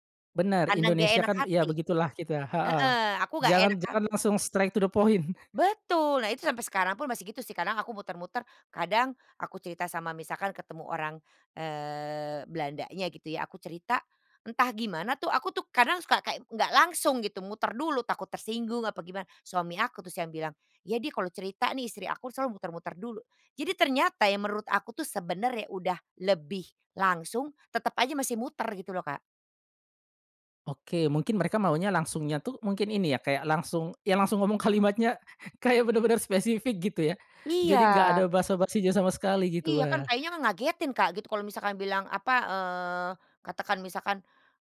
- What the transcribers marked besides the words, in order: in English: "straight to the point"; chuckle; laughing while speaking: "kalimatnya"
- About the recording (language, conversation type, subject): Indonesian, podcast, Pernahkah kamu mengalami stereotip budaya, dan bagaimana kamu meresponsnya?